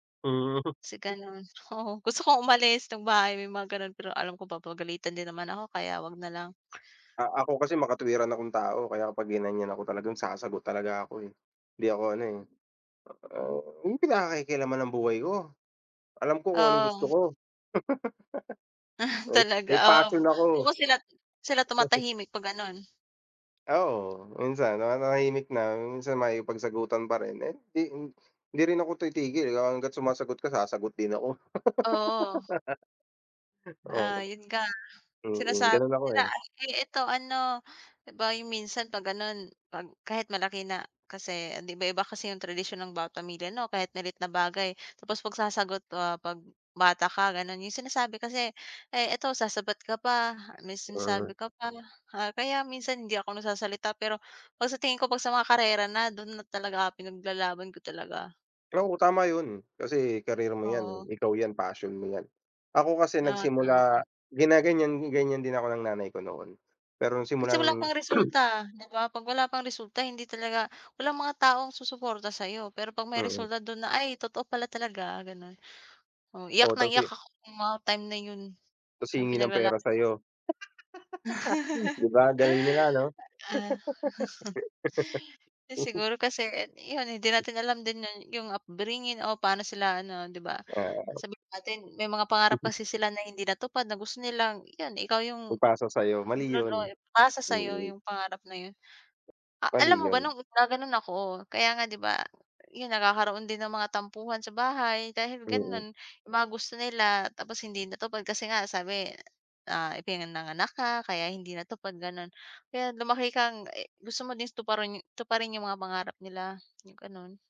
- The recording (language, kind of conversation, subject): Filipino, unstructured, Paano ninyo nilulutas ang mga hidwaan sa loob ng pamilya?
- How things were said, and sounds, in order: laughing while speaking: "Hmm"; tapping; other background noise; angry: "wag nyong pinakekealaman 'yong buhay ko, alam ko kung anong gusto ko!"; laughing while speaking: "Ah, talaga"; unintelligible speech; laugh; chuckle; laugh; chuckle; throat clearing; unintelligible speech; chuckle; laugh; laugh; unintelligible speech